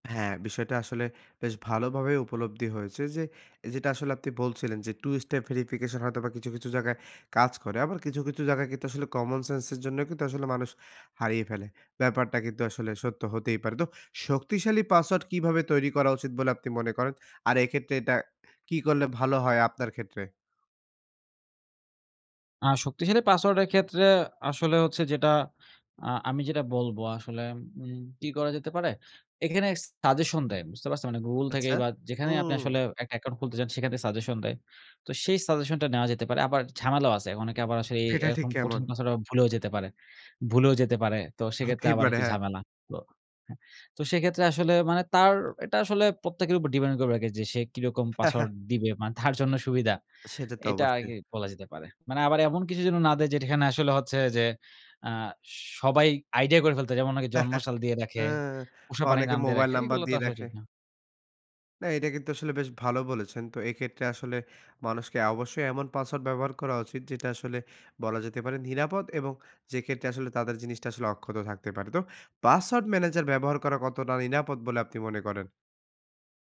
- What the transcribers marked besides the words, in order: in English: "depend"; scoff; "প্রাণীর" said as "পাণীর"
- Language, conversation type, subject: Bengali, podcast, নিরাপত্তা বজায় রেখে অনলাইন উপস্থিতি বাড়াবেন কীভাবে?